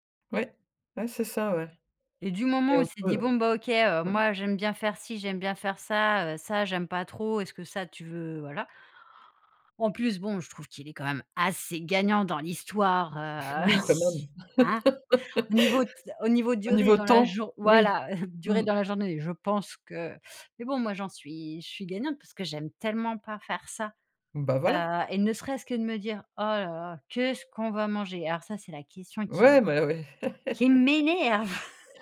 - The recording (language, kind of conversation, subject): French, podcast, Comment répartis-tu les tâches ménagères chez toi ?
- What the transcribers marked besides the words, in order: stressed: "assez"; chuckle; laugh; chuckle; laugh; stressed: "m'énerve"; chuckle